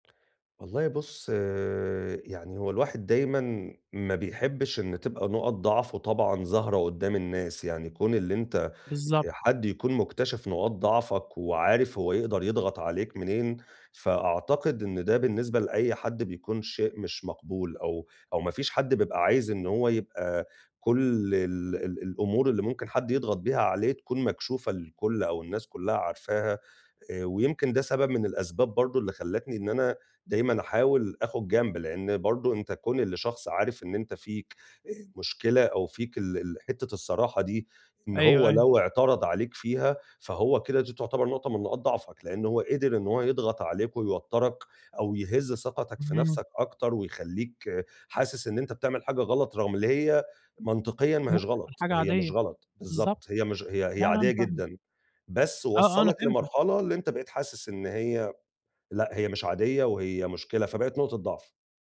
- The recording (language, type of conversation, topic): Arabic, advice, إزاي أتعلم أقبل عيوبي وأبني احترام وثقة في نفسي؟
- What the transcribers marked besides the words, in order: drawn out: "بُص"